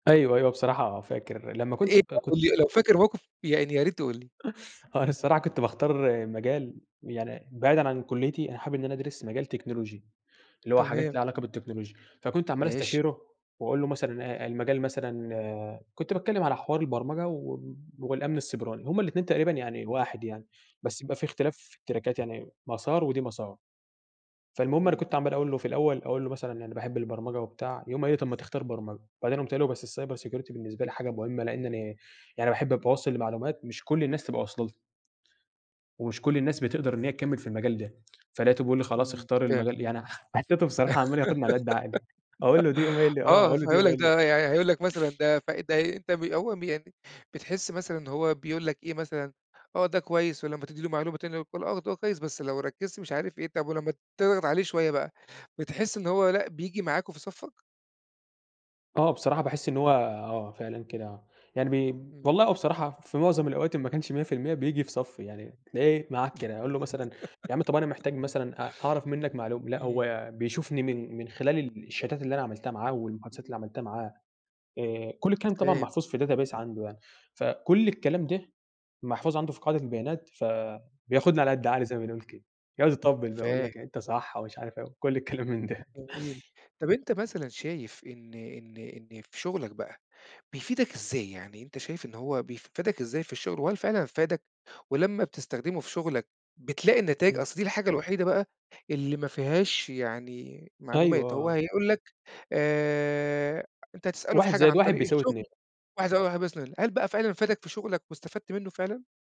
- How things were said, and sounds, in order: chuckle; in English: "التراكات"; in English: "الcyber security"; unintelligible speech; laugh; laugh; in English: "الشاتات"; in English: "database"; laughing while speaking: "الكلام من ده"; tapping; unintelligible speech
- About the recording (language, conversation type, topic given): Arabic, podcast, إيه رأيك في الذكاء الاصطناعي في حياتنا: مفيد ولا مُخيف؟